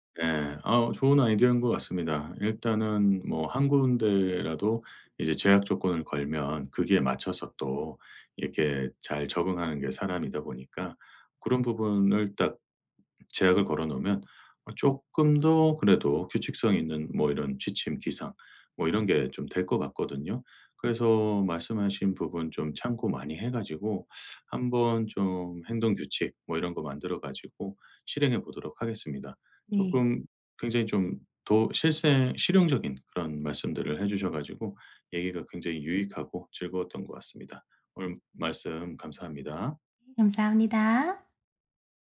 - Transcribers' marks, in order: none
- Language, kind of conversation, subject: Korean, advice, 취침 시간과 기상 시간을 더 규칙적으로 유지하려면 어떻게 해야 할까요?